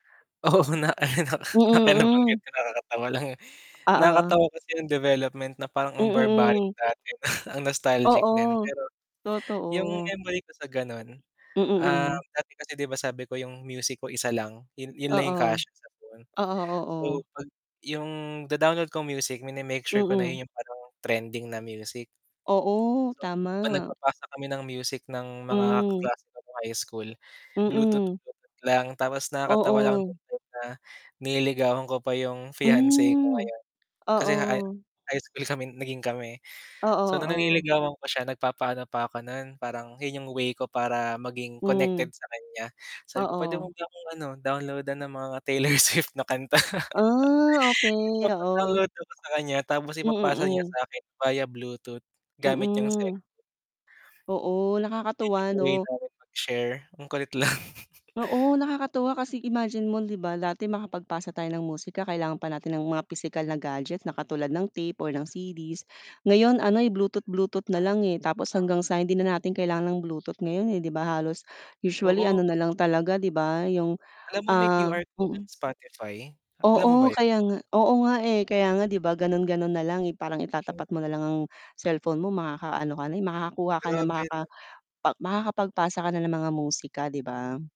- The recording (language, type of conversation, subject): Filipino, unstructured, Paano mo nae-enjoy ang musika sa tulong ng teknolohiya?
- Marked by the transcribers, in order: laughing while speaking: "Oo, na na na nabanggit ko nakakatawa lang"; tapping; distorted speech; static; unintelligible speech; drawn out: "Ah"; chuckle; chuckle; other background noise